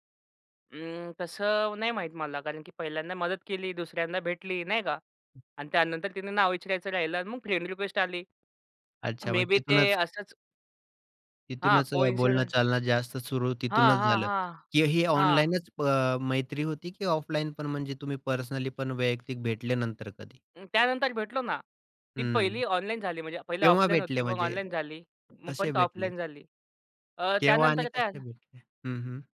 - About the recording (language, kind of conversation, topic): Marathi, podcast, एखाद्या अजनबीशी तुमची मैत्री कशी झाली?
- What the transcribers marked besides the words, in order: other background noise; in English: "फ्रेंड रिक्वेस्ट"; in English: "मे बी"; in English: "कोइनसिडेंट"; in English: "ऑफलाईनपण"; in English: "पर्सनलीपण"; in English: "ऑफलाईन"; in English: "ऑफलाईन"